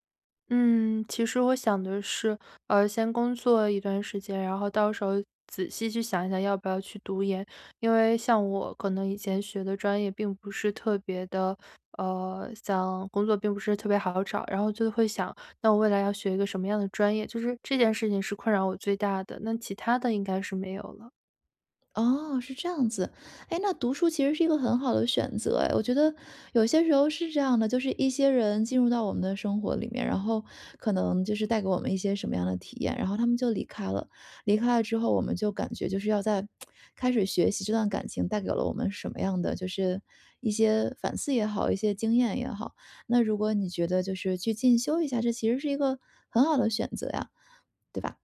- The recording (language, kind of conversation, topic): Chinese, advice, 分手后我该如何开始自我修复并实现成长？
- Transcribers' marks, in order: tsk